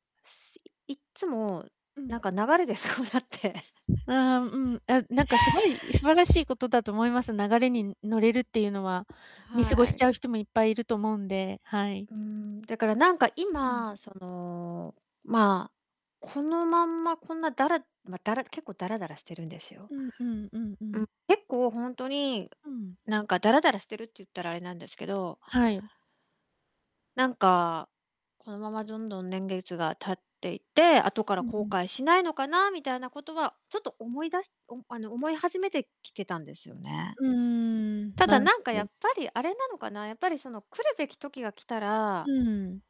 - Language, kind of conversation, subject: Japanese, advice, 自由時間が多すぎて、目的や充実感を見いだせないのですが、どうすればいいですか？
- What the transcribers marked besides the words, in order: distorted speech; laughing while speaking: "流れでそうなって"; laugh; other background noise; static